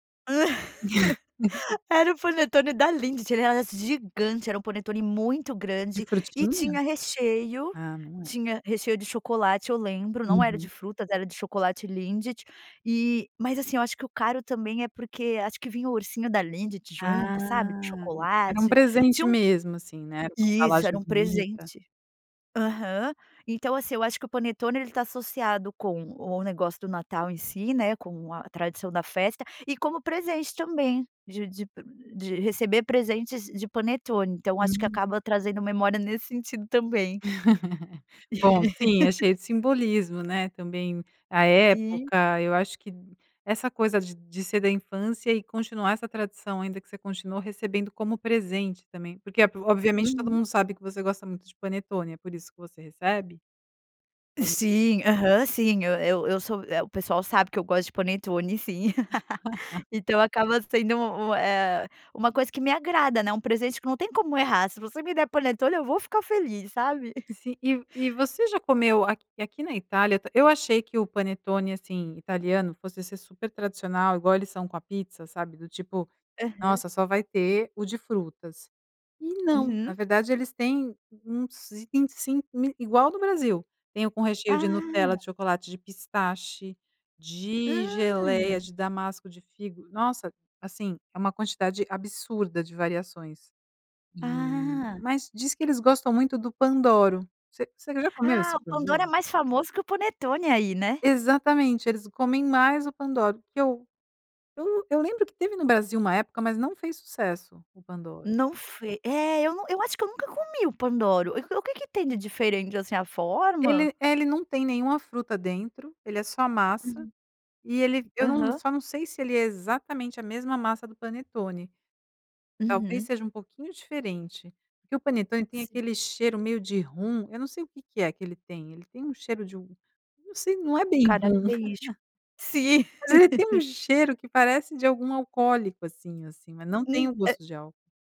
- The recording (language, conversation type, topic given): Portuguese, podcast, Tem alguma comida tradicional que traz memórias fortes pra você?
- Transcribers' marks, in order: laugh; laugh; unintelligible speech; laugh; laugh; laugh